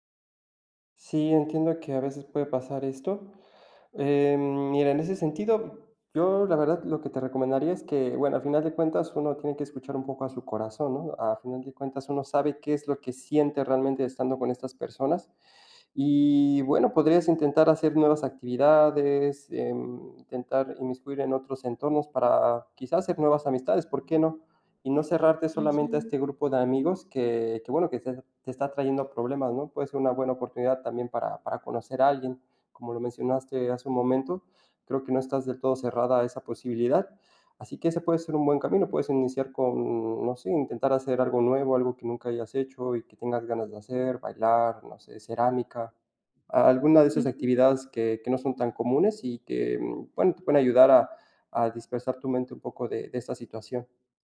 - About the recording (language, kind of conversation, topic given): Spanish, advice, ¿Cómo puedo lidiar con las amistades en común que toman partido después de una ruptura?
- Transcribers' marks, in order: none